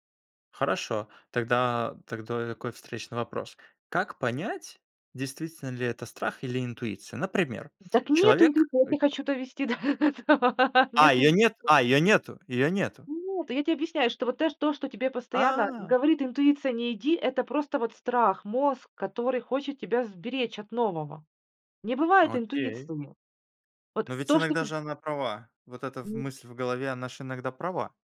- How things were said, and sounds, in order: "тогда" said as "дактои"; laughing while speaking: "до этого"
- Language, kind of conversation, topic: Russian, podcast, Как отличить интуицию от страха или желания?